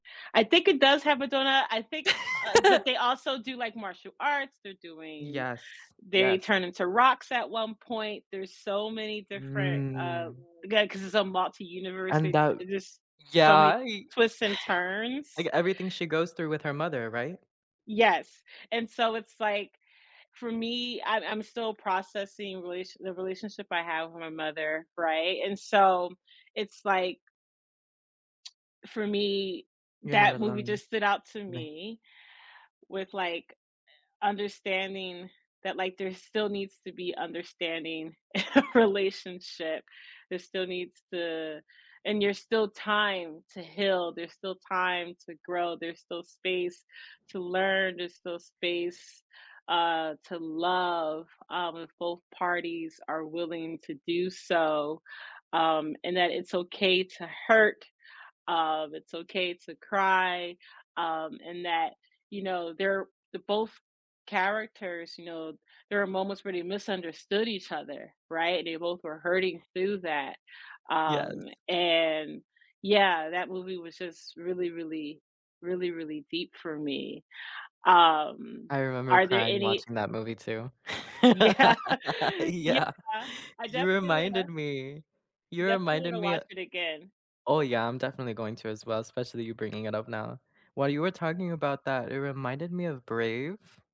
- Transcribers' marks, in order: laugh; other background noise; drawn out: "Mm"; chuckle; tsk; laughing while speaking: "in our"; tapping; laughing while speaking: "Yeah"; laugh; laughing while speaking: "Yeah"
- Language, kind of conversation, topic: English, unstructured, What is the most unexpected thing you have learned from a movie or a song?
- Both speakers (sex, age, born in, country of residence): female, 25-29, United States, United States; female, 35-39, United States, United States